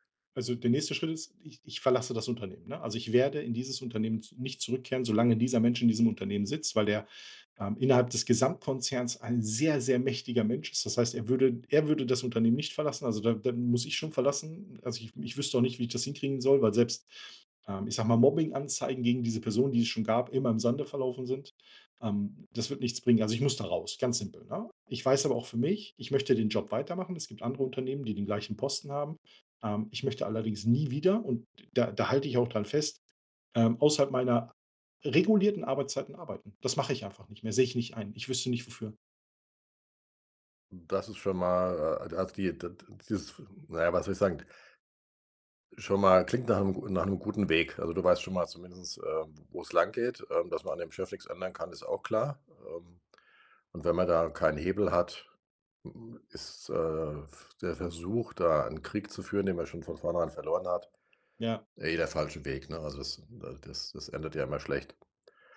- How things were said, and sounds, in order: none
- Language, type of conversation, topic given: German, advice, Wie äußern sich bei dir Burnout-Symptome durch lange Arbeitszeiten und Gründerstress?